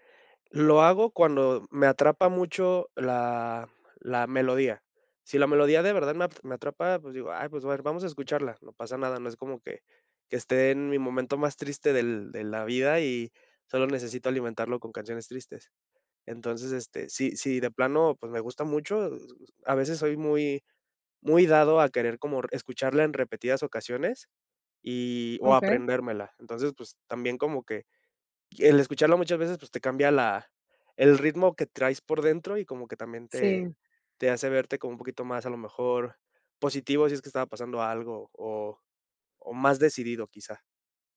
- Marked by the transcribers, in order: other background noise
- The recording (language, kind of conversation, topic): Spanish, podcast, ¿Cómo descubres música nueva hoy en día?